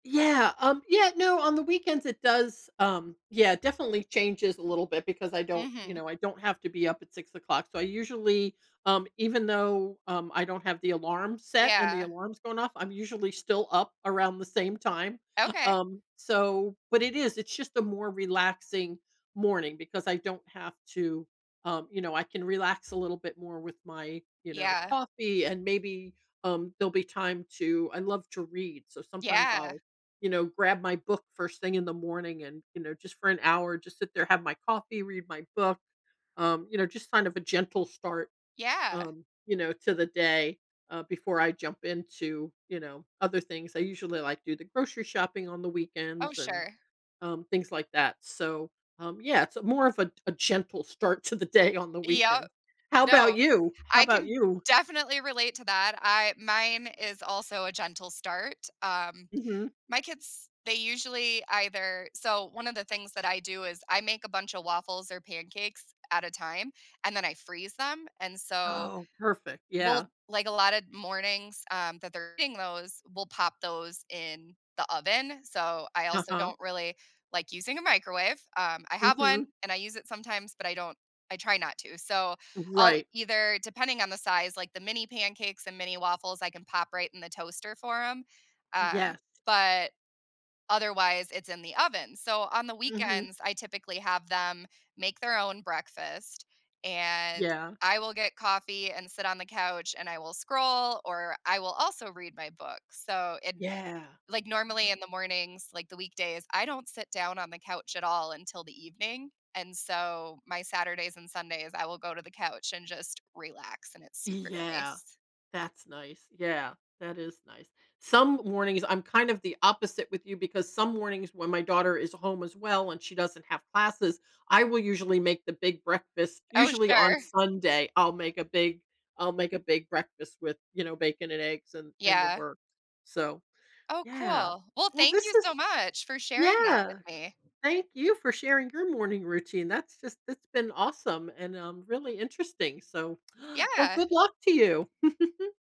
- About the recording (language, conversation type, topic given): English, unstructured, How do your morning habits shape the rest of your day?
- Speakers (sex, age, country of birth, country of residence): female, 35-39, United States, United States; female, 60-64, United States, United States
- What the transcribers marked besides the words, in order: other background noise; laughing while speaking: "to the day"; "Yeah" said as "yeao"; tapping; giggle